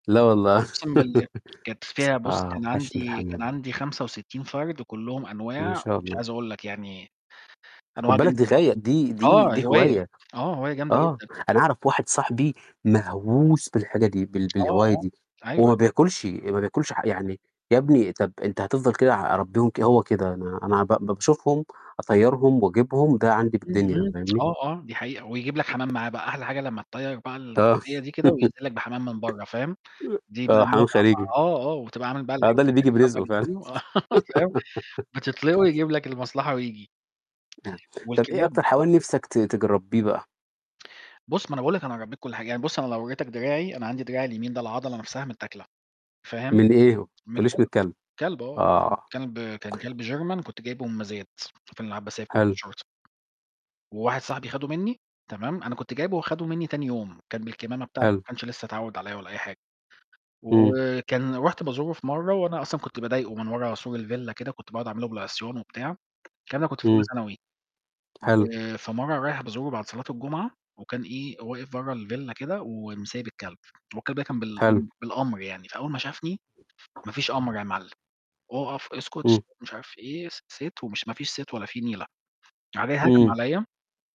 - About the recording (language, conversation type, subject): Arabic, unstructured, إيه النصيحة اللي تديها لحد عايز يربي حيوان أليف لأول مرة؟
- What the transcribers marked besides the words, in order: static; laugh; lip smack; tapping; laugh; unintelligible speech; laugh; giggle; distorted speech; unintelligible speech; other background noise; in English: "sit"; in English: "sit"; unintelligible speech